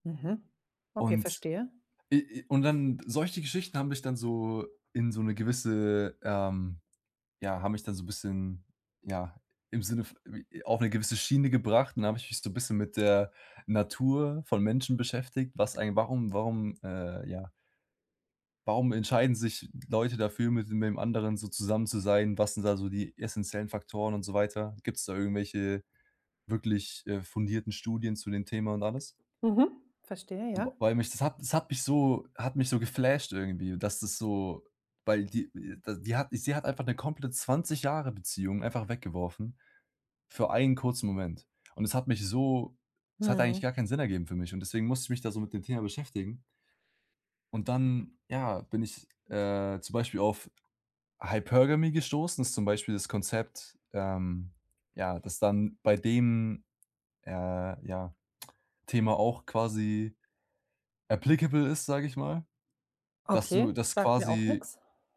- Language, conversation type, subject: German, advice, Wie kann ich gelassen bleiben, obwohl ich nichts kontrollieren kann?
- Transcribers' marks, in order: other background noise; stressed: "so"; put-on voice: "Hypergamy"; in English: "Hypergamy"; in English: "applicable"